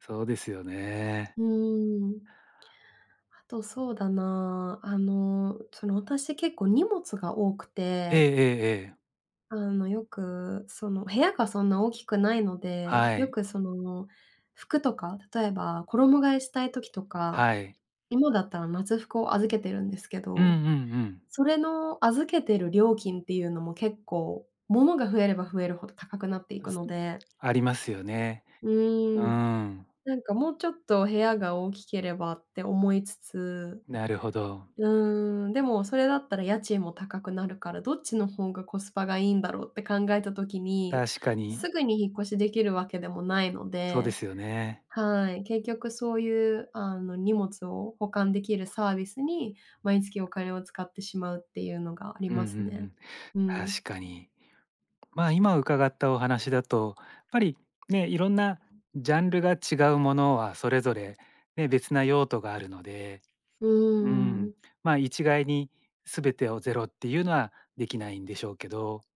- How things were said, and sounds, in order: other background noise; tapping
- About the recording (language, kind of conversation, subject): Japanese, advice, サブスクや固定費が増えすぎて解約できないのですが、どうすれば減らせますか？